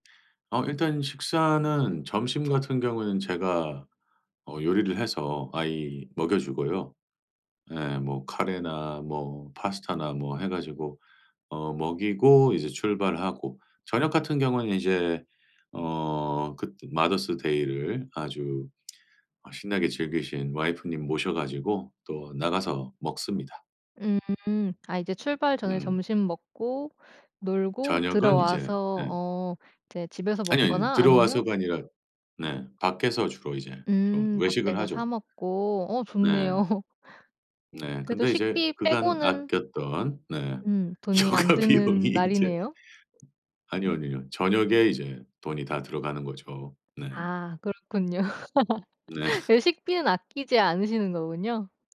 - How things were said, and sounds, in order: laughing while speaking: "좋네요"; laughing while speaking: "휴가 비용이 이제"; laugh; laughing while speaking: "네"
- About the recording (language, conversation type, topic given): Korean, podcast, 돈을 적게 들이고 즐길 수 있는 여가 팁이 있나요?